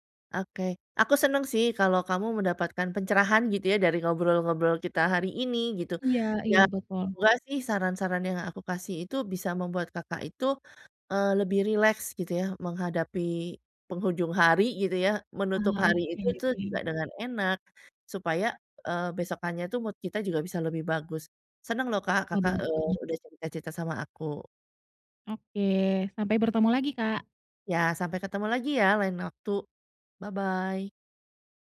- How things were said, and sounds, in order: in English: "mood"; in English: "Bye-bye"
- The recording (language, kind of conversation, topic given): Indonesian, advice, Bagaimana cara mulai rileks di rumah setelah hari yang melelahkan?